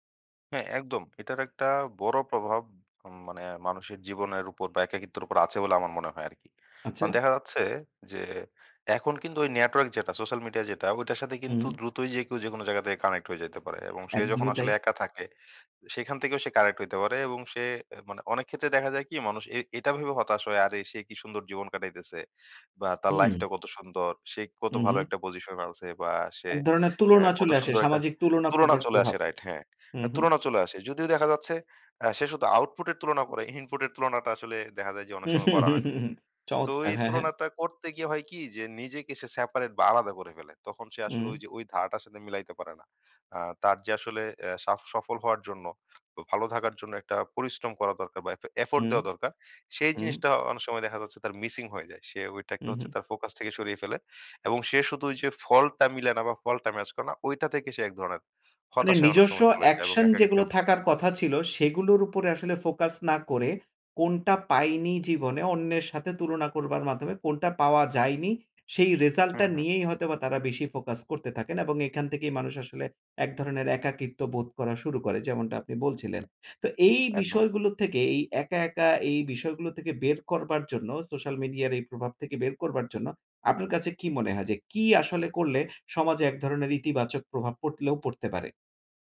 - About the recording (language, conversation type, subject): Bengali, podcast, আপনি একা অনুভব করলে সাধারণত কী করেন?
- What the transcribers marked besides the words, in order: "আচ্ছা" said as "আচচা"; other background noise; laughing while speaking: "হু, হু, হু, হু"; tapping; "পরলেও" said as "পটলেও"